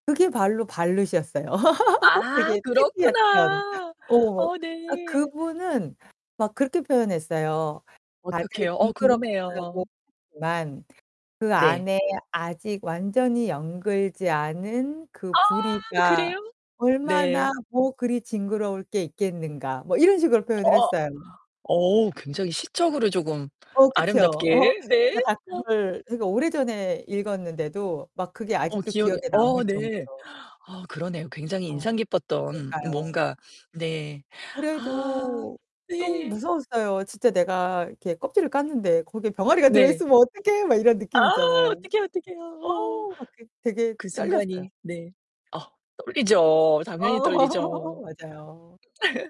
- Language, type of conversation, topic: Korean, podcast, 가장 인상 깊었던 현지 음식은 뭐였어요?
- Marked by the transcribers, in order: other background noise; laugh; laughing while speaking: "되게 특이했던"; laughing while speaking: "그렇구나. 어 네"; distorted speech; laughing while speaking: "아름답게, 네"; laugh; sniff; laughing while speaking: "병아리가 들어있으면 어떡해? 막 이런 느낌 있잖아요"; put-on voice: "병아리가 들어있으면 어떡해?"; laughing while speaking: "어"